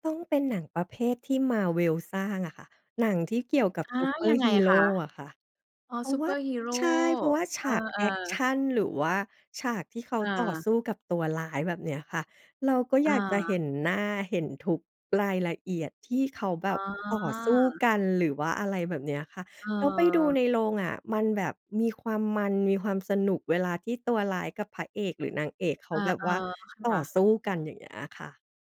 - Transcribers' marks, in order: drawn out: "อ๋อ"
- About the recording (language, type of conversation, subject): Thai, podcast, คุณคิดอย่างไรกับการดูหนังในโรงหนังเทียบกับการดูที่บ้าน?